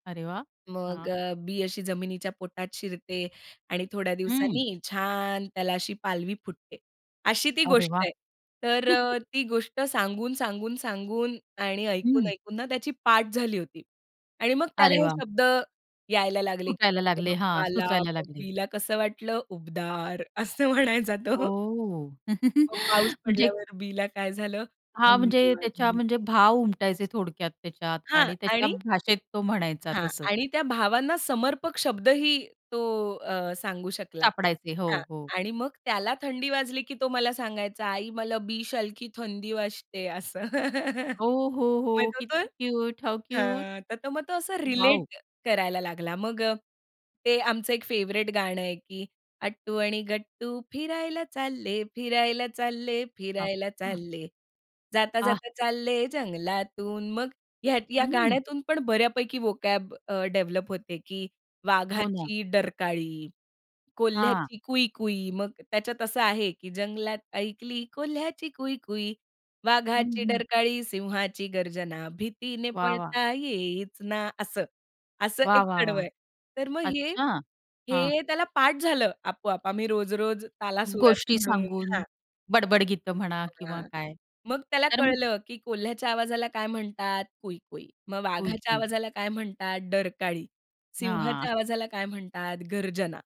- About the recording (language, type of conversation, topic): Marathi, podcast, लहान मुलांना त्यांच्या मातृभाषेची ओळख करून देण्यासाठी तुम्ही काय करता?
- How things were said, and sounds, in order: tapping; chuckle; laughing while speaking: "असं म्हणायचा तो"; drawn out: "ओह!"; laugh; other background noise; put-on voice: "आई, मला बि शालखी थंडी वाजते"; joyful: "ओ, हो, हो. किती क्यूट! हाऊ क्यूट! वॉव!"; laugh; in English: "क्यूट! हाऊ क्यूट!"; in English: "फेव्हराइट"; singing: "अट्टू आणि गट्टू फिरायला चालले, फिरायला चालले, फिरायला चालले. जाता-जाता चालले जंगलातून"; in English: "व्होकॅब"; in English: "डेव्हलप"; singing: "जंगलात ऐकली कोल्ह्याची कुई-कुई, वाघाची डरकाळी, सिंहाची गर्जना भीतीने पळता येईच ना"